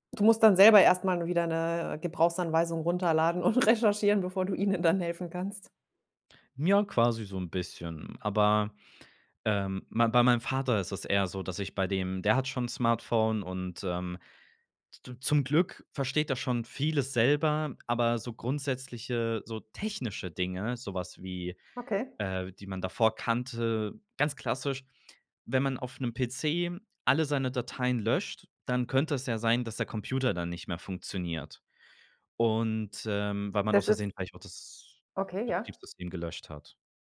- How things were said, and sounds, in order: laughing while speaking: "und"; stressed: "technische"
- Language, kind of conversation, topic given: German, podcast, Wie erklärst du älteren Menschen neue Technik?